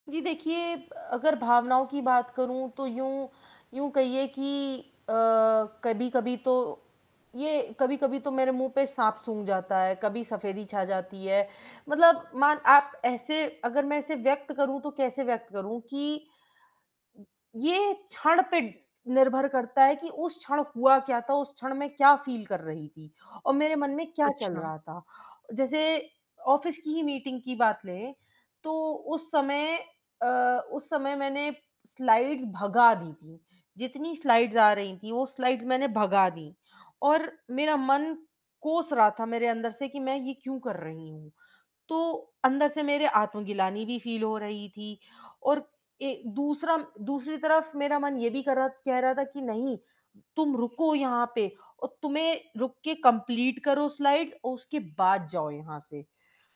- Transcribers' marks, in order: static; other noise; in English: "फील"; in English: "ऑफ़िस"; in English: "स्लाइड्स"; in English: "स्लाइड्स"; in English: "स्लाइड्स"; in English: "फील"; in English: "कंप्लीट"; in English: "स्लाइड"
- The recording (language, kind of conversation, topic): Hindi, advice, परफेक्शनिज़्म की वजह से आप कोई काम शुरू क्यों नहीं कर पा रहे हैं?